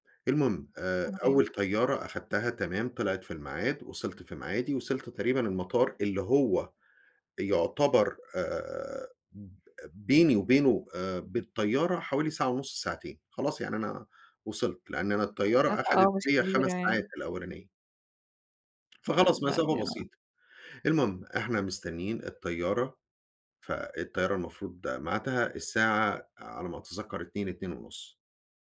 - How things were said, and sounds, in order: none
- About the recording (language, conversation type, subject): Arabic, podcast, احكيلي عن مرة اضطريت تنام في المطار؟